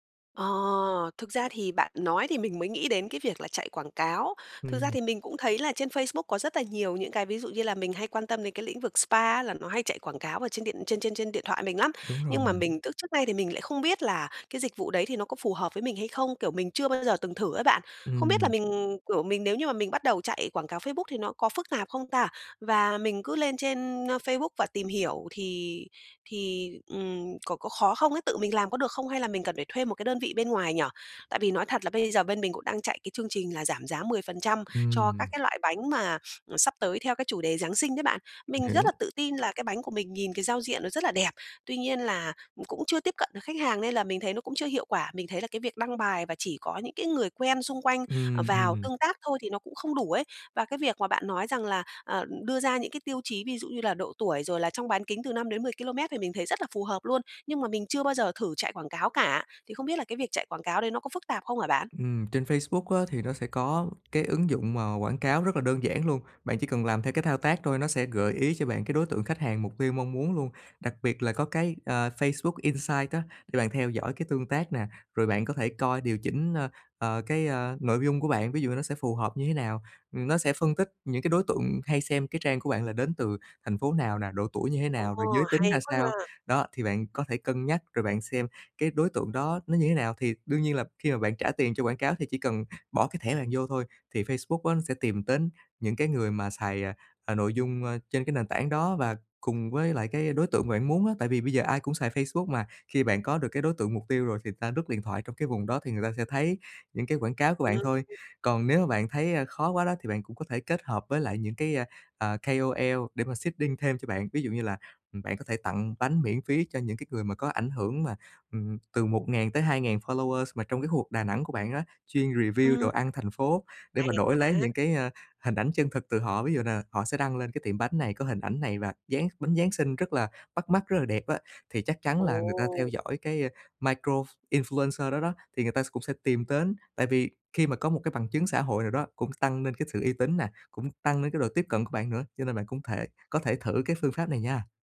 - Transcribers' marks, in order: tapping; "đến" said as "tến"; in English: "K-O-L"; in English: "seeding"; in English: "followers"; in English: "review"; in English: "micro influencer"
- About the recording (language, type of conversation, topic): Vietnamese, advice, Làm sao để tiếp thị hiệu quả và thu hút những khách hàng đầu tiên cho startup của tôi?